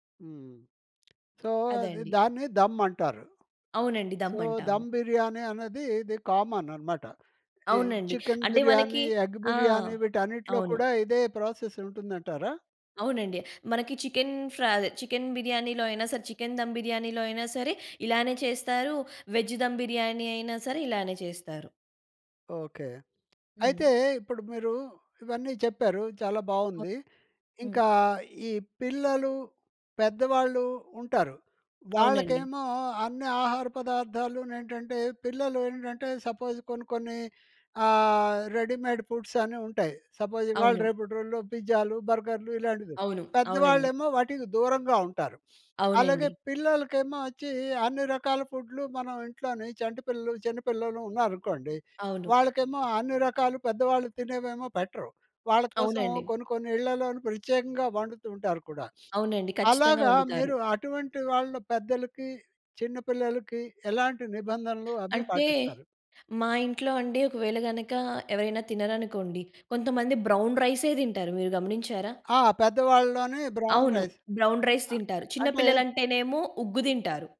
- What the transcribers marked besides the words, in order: tapping; in English: "సో"; in English: "సో, ధమ్ బిర్యానీ"; in English: "చికెన్ బిర్యానీ, ఎగ్ బిర్యానీ"; in English: "ప్రాసెస్"; in English: "చికెన్ బిర్యానీలో"; in English: "చికెన్ దమ్ బిర్యానీలో"; in English: "వెజ్ దమ్ బిర్యానీ"; other noise; in English: "సపోజ్"; in English: "రెడీమేడ్ ఫుడ్స్"; in English: "సపోజ్"; other background noise; in English: "బ్రౌన్"; in English: "బ్రౌన్ రైస్"; in English: "బ్రౌన్ రైస్"
- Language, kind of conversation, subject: Telugu, podcast, అతిథులకు వండేటప్పుడు పాటించాల్సిన సాధారణ నియమాలు ఏమేమి?
- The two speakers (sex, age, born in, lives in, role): female, 20-24, India, India, guest; male, 70-74, India, India, host